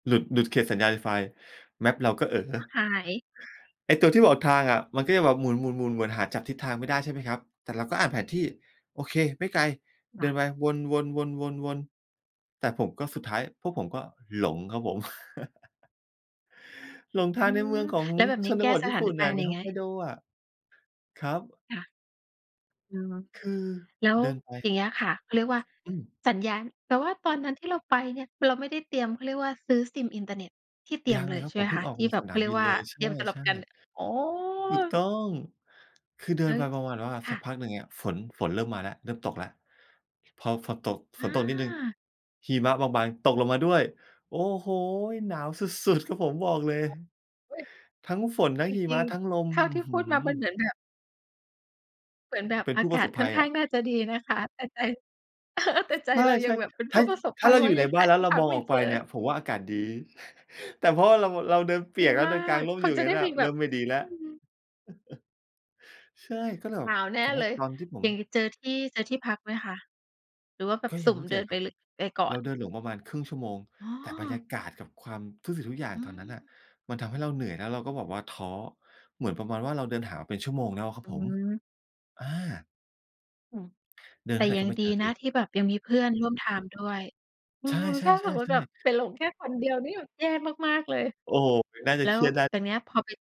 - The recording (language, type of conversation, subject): Thai, podcast, ช่วยเล่าเหตุการณ์หลงทางตอนเดินเที่ยวในเมืองเล็กๆ ให้ฟังหน่อยได้ไหม?
- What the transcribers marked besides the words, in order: in English: "map"; other background noise; chuckle; tapping; chuckle; chuckle; chuckle